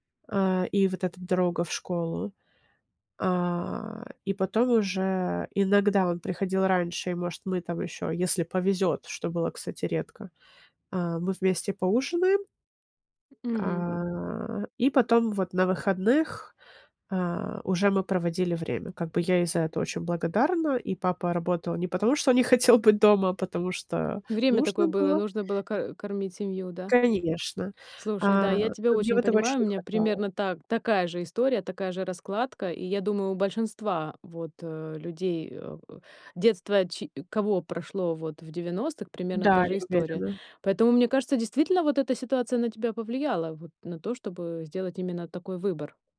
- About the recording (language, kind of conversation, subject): Russian, podcast, Как вы выбираете между семьёй и карьерой?
- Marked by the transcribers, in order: other background noise; drawn out: "А"; laughing while speaking: "не хотел быть дома"; tapping